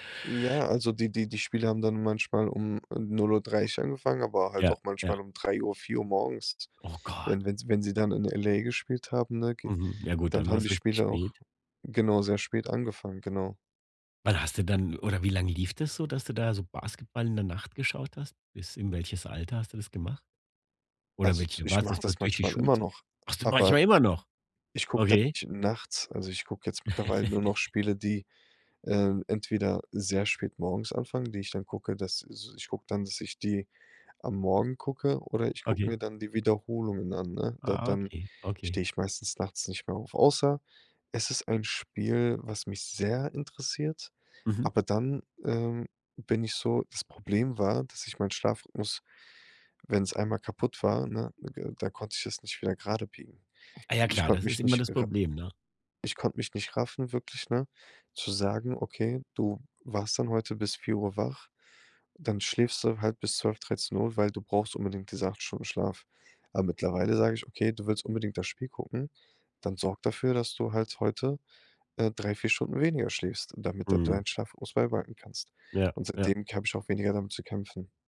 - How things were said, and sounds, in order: other background noise; chuckle
- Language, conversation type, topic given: German, podcast, Wie bereitest du dich abends aufs Schlafen vor?